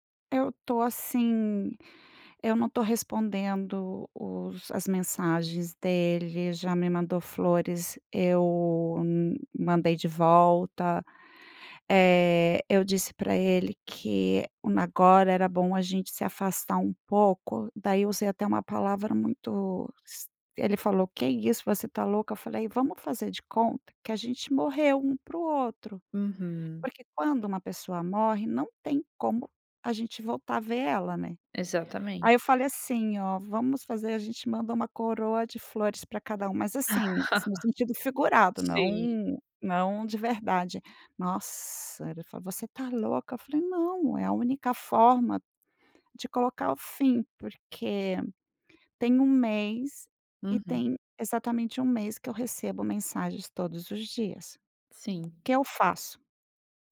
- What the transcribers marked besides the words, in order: laugh; tapping
- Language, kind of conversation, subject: Portuguese, advice, Como você está lidando com o fim de um relacionamento de longo prazo?